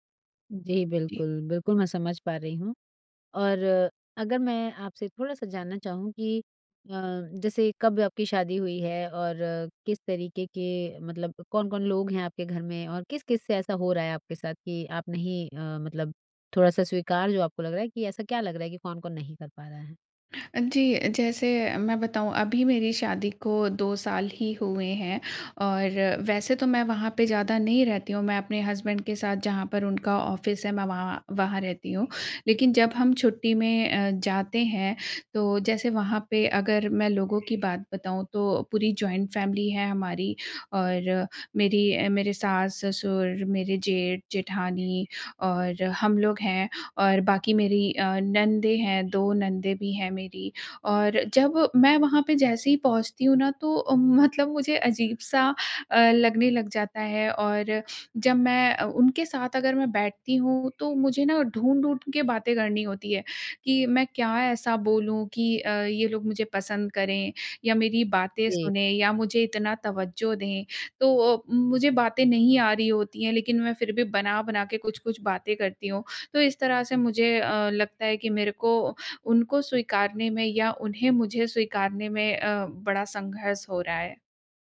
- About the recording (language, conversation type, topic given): Hindi, advice, शादी के बाद ससुराल में स्वीकार किए जाने और अस्वीकार होने के संघर्ष से कैसे निपटें?
- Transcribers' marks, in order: in English: "हस्बैंड"; in English: "ऑफ़िस"; bird; in English: "जॉइंट फैमिली"